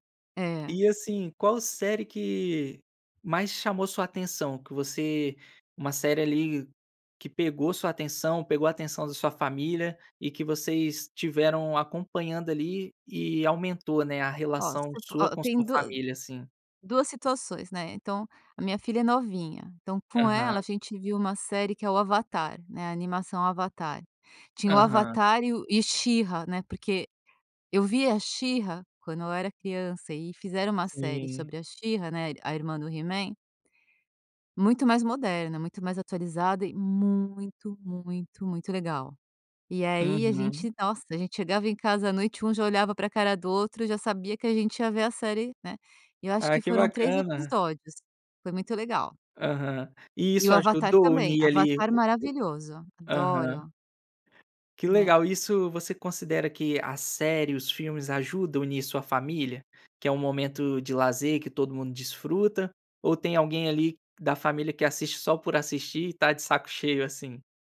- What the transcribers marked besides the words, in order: none
- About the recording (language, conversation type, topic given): Portuguese, podcast, Como você decide o que assistir numa noite livre?
- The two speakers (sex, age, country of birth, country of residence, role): female, 50-54, Brazil, France, guest; male, 25-29, Brazil, Spain, host